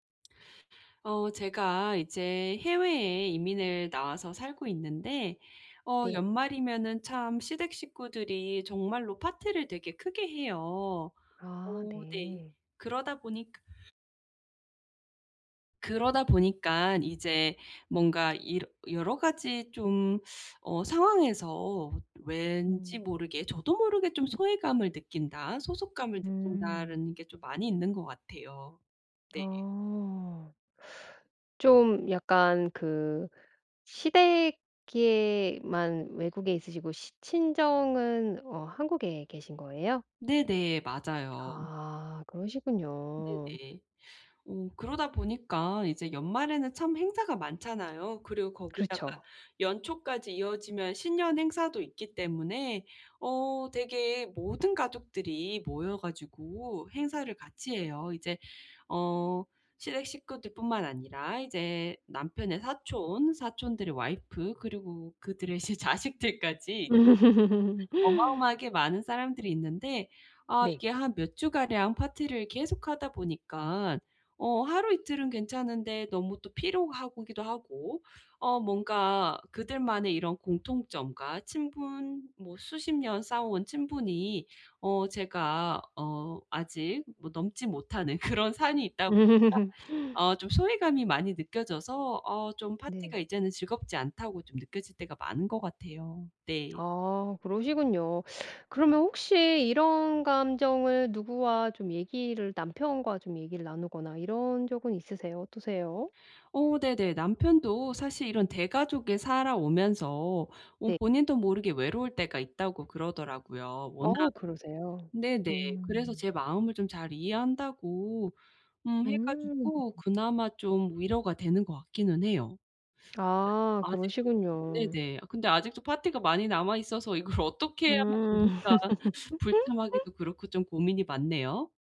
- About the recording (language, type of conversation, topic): Korean, advice, 특별한 날에 왜 혼자라고 느끼고 소외감이 드나요?
- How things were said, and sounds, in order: tapping; other background noise; laughing while speaking: "시 자식들까지"; unintelligible speech; laugh; laughing while speaking: "그런"; laugh; laugh